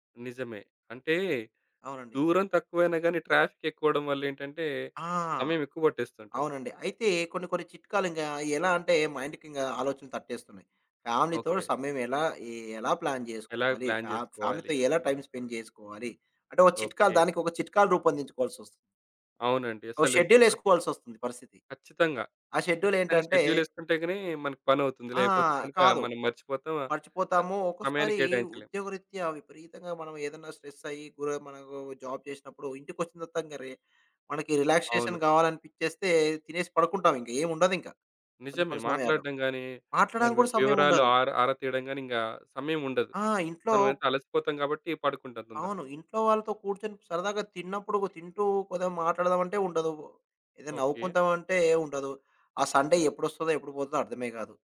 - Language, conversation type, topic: Telugu, podcast, కుటుంబంతో గడిపే సమయం కోసం మీరు ఏ విధంగా సమయ పట్టిక రూపొందించుకున్నారు?
- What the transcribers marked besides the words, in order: in English: "ట్రాఫిక్"; in English: "ఫ్యామిలీతో"; in English: "ప్లాన్"; in English: "ఫ్యా ఫ్యామిలీతో"; in English: "ప్లాన్"; in English: "టైమ్ స్పెండ్"; in English: "షెడ్యూల్"; in English: "జాబ్"; in English: "రిలాక్సేషన్"; other background noise; in English: "సండే"